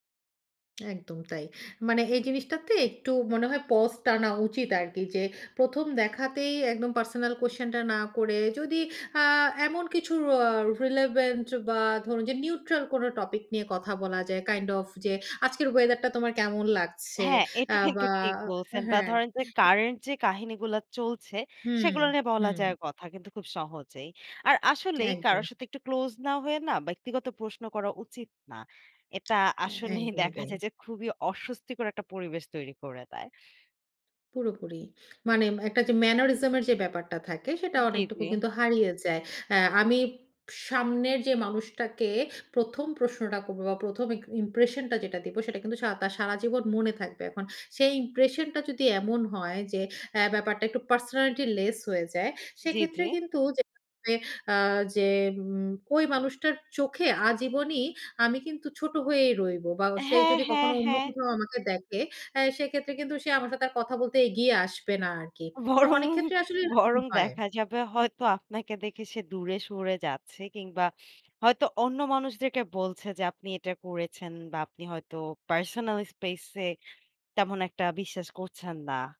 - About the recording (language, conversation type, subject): Bengali, podcast, চাকরি বা স্কুলে মানুষের সঙ্গে কীভাবে বন্ধুত্ব গড়ে তোলেন?
- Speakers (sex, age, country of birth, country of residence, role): female, 25-29, Bangladesh, Bangladesh, host; female, 35-39, Bangladesh, Finland, guest
- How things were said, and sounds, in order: in English: "পস"; in English: "পার্সোনাল কুয়েসশন"; in English: "রিলেভেন্ট"; in English: "নিউট্রাল"; in English: "কাইন্ড অফ"; laughing while speaking: "এটা কিন্তু"; in English: "কারেন্ট"; laughing while speaking: "আসলেই দেখা যায়"; in English: "ম্যানারিজম"; in English: "ইম্প্রেশন"; in English: "ইম্প্রেশন"; in English: "পার্সোনালিটি লেস"; laughing while speaking: "বরং, বরং দেখা যাবে হয়তো আপনাকে দেখে"; in English: "পার্সোনাল স্পেস"